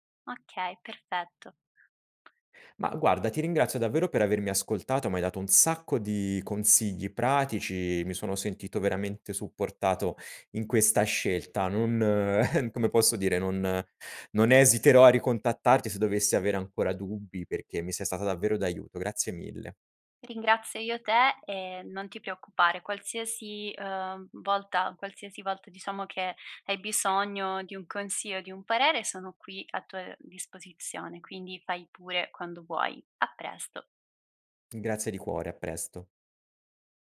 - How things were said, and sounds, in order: other background noise; chuckle; "consiglio" said as "consio"
- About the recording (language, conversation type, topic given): Italian, advice, decidere tra due offerte di lavoro